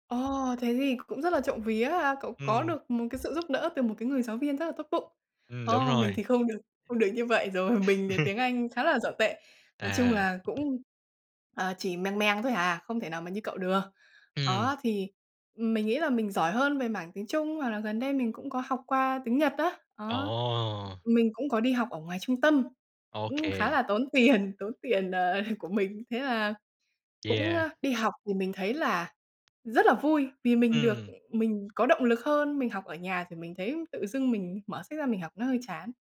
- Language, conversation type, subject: Vietnamese, unstructured, Bạn cảm thấy thế nào khi vừa hoàn thành một khóa học mới?
- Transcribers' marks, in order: tapping; other background noise; laugh; laughing while speaking: "ờ"